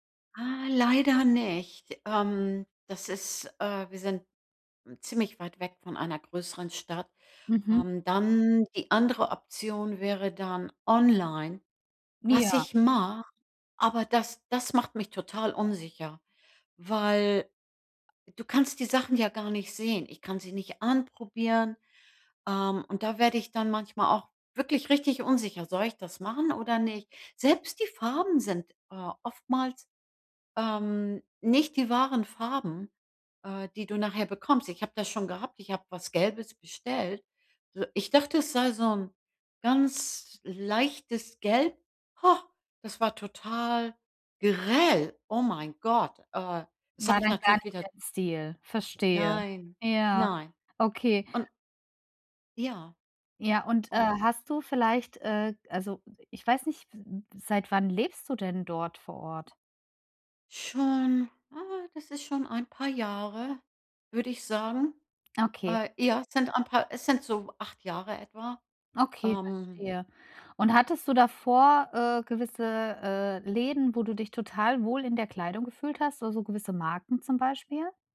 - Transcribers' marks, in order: surprised: "Ha"; stressed: "grell"
- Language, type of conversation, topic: German, advice, Wie finde ich meinen persönlichen Stil, ohne mich unsicher zu fühlen?
- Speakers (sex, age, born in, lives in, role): female, 35-39, Germany, Germany, advisor; female, 65-69, Germany, United States, user